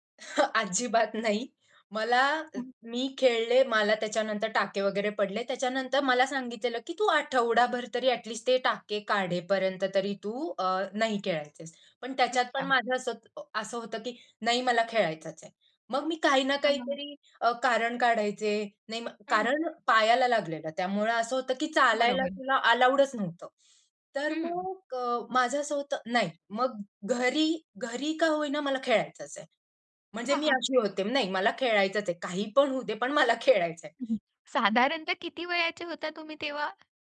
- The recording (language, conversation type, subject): Marathi, podcast, लहानपणी अशी कोणती आठवण आहे जी आजही तुम्हाला हसवते?
- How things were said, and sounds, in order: scoff; unintelligible speech; in English: "ॲटलीस्ट"; in English: "अलाउडच"; chuckle; chuckle; other background noise